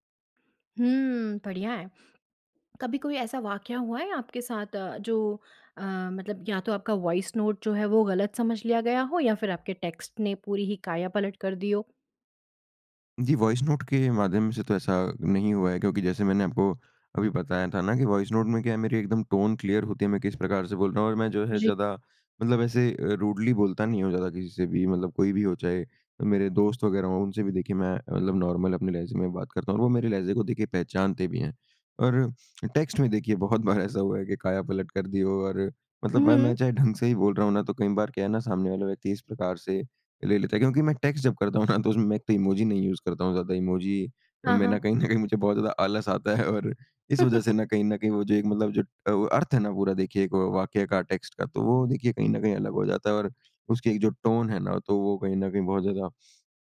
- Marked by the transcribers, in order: in English: "टेक्स्ट"; in English: "टोन क्लियर"; in English: "रूडली"; in English: "नॉर्मल"; in English: "टेक्स्ट"; laughing while speaking: "बहुत बार"; in English: "टेक्स्ट"; laughing while speaking: "तो उसमें मैं एक तो इमोजी नहीं यूज़ करता हूँ"; in English: "यूज़"; joyful: "कहीं न कहीं मुझे बहुत … जो अ, अर्थ"; laugh; in English: "टेक्स्ट"; in English: "टोन"
- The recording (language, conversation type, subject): Hindi, podcast, आप आवाज़ संदेश और लिखित संदेश में से किसे पसंद करते हैं, और क्यों?